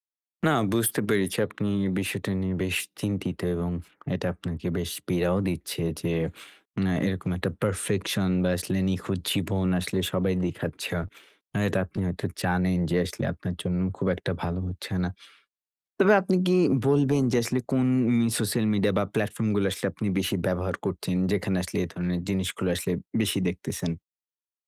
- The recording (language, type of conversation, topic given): Bengali, advice, সামাজিক মাধ্যমে নিখুঁত জীবন দেখানোর ক্রমবর্ধমান চাপ
- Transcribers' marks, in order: "দেখাচ্ছে" said as "দিখাচ্ছা"